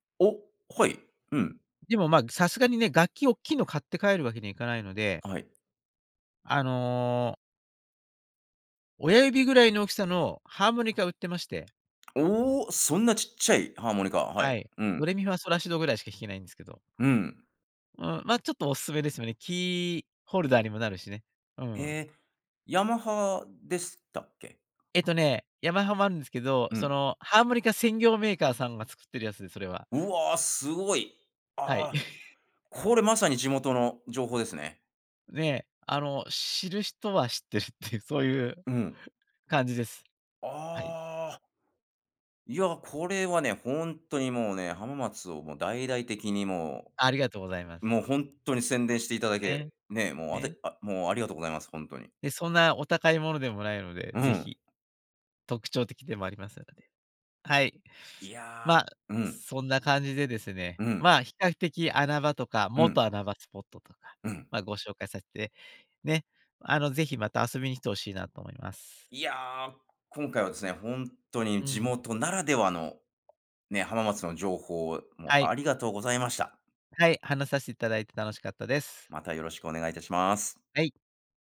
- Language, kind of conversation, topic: Japanese, podcast, 地元の人しか知らない穴場スポットを教えていただけますか？
- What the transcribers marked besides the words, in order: "でした" said as "ですた"; chuckle; other noise